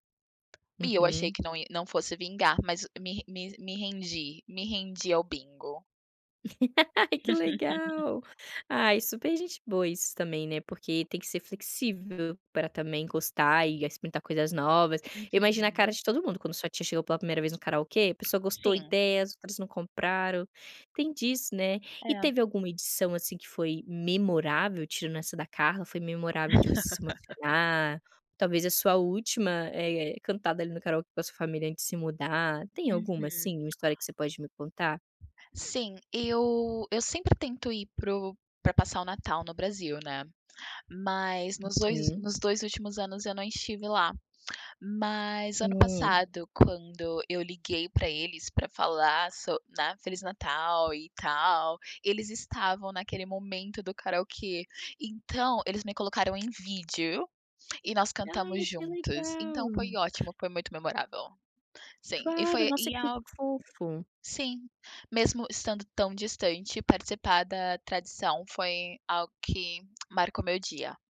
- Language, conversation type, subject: Portuguese, podcast, De qual hábito de feriado a sua família não abre mão?
- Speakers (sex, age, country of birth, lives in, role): female, 25-29, Brazil, Spain, host; female, 35-39, Brazil, Portugal, guest
- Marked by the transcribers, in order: tapping; laugh; laugh; other background noise